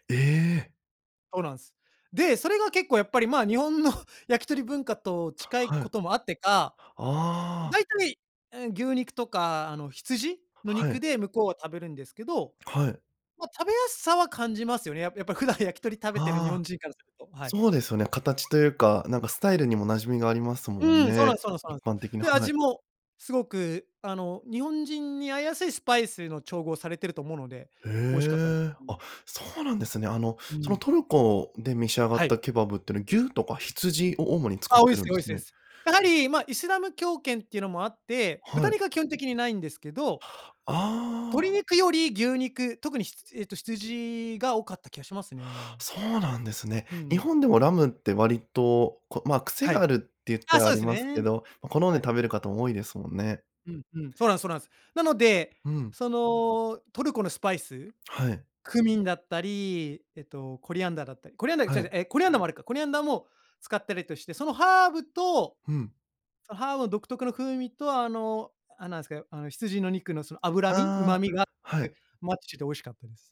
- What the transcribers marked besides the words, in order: none
- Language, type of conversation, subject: Japanese, podcast, 一番心に残っている旅のエピソードはどんなものでしたか？